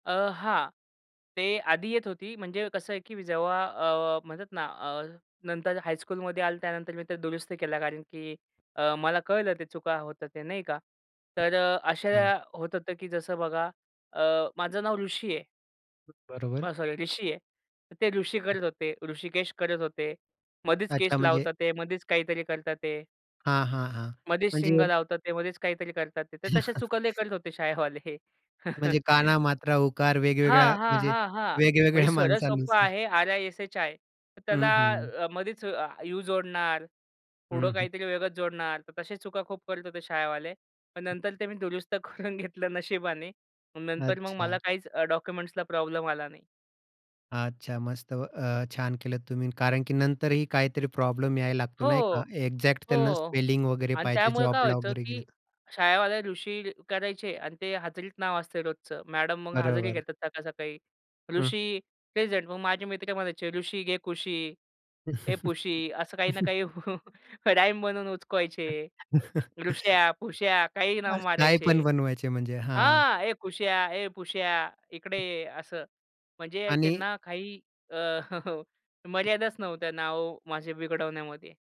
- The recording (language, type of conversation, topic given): Marathi, podcast, तुझ्या नावामागची कथा काय आहे थोडक्यात?
- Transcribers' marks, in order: other background noise; chuckle; laughing while speaking: "शाळेवाले"; chuckle; laughing while speaking: "वेगवेगळ्या माणसांनुसार"; laughing while speaking: "करून घेतलं"; in English: "डॉक्युमेंट्सला"; "अच्छा" said as "आच्छा"; in English: "एक्झॅक्ट"; in English: "स्पेलिंग"; chuckle; chuckle; laughing while speaking: "राईम बनवून उचकवायचे"; chuckle; "काहीपण" said as "कायपण"; surprised: "हां"; chuckle; laughing while speaking: "हो"